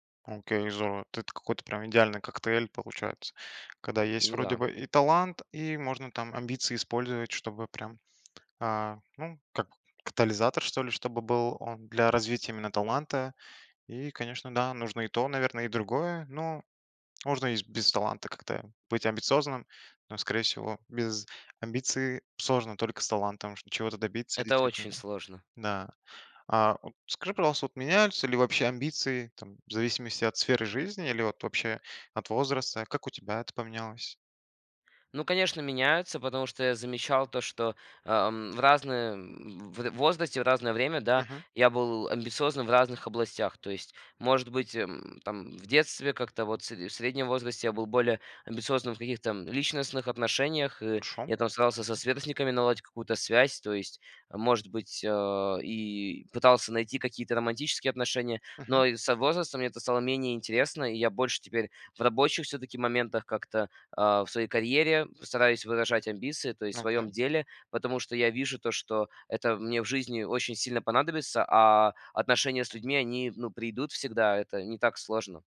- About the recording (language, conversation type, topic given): Russian, podcast, Какую роль играет амбиция в твоих решениях?
- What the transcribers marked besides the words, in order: tapping; other background noise; "придут" said as "прийдут"